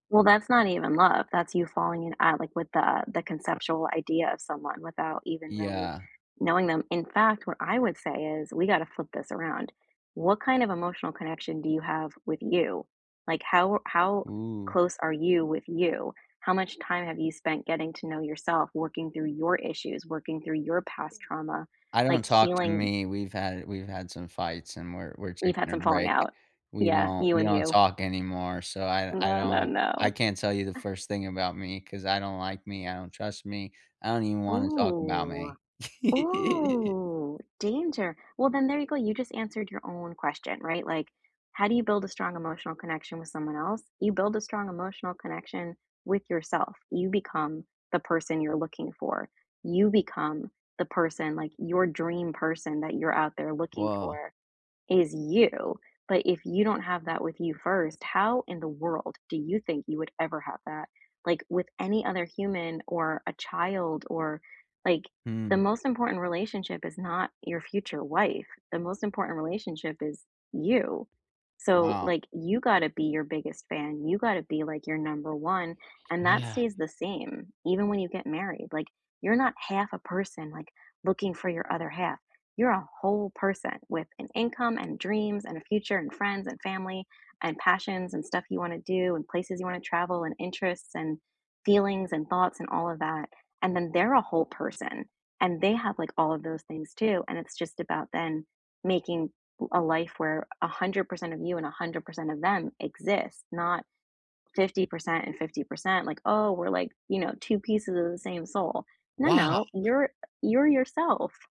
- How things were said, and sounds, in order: other background noise; tapping; drawn out: "Ooh. Ooh!"; chuckle
- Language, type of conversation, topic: English, unstructured, How do you build a strong emotional connection?
- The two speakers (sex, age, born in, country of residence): female, 40-44, United States, United States; male, 35-39, United States, United States